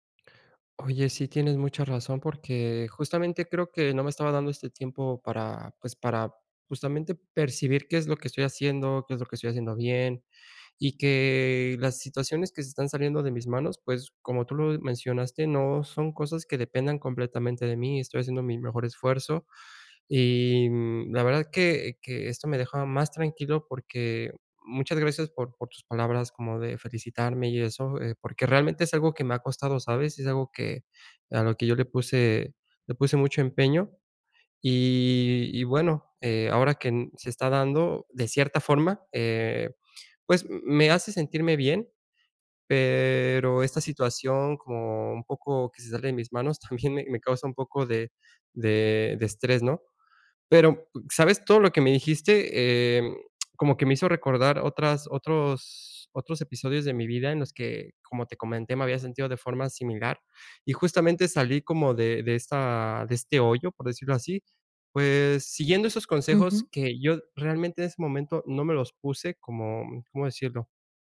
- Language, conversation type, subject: Spanish, advice, ¿Cómo puedo manejar la sobrecarga mental para poder desconectar y descansar por las noches?
- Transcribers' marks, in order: none